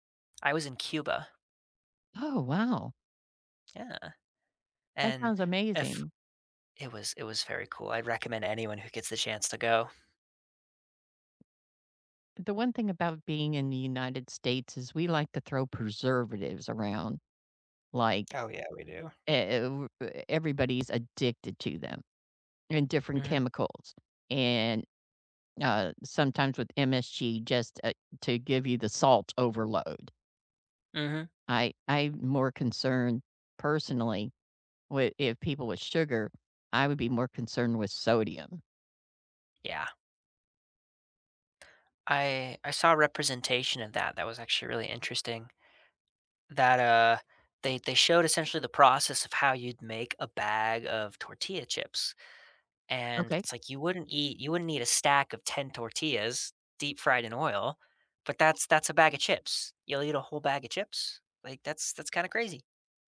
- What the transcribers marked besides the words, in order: tapping
- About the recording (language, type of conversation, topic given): English, unstructured, How can you persuade someone to cut back on sugar?
- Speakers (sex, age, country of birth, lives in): female, 55-59, United States, United States; male, 20-24, United States, United States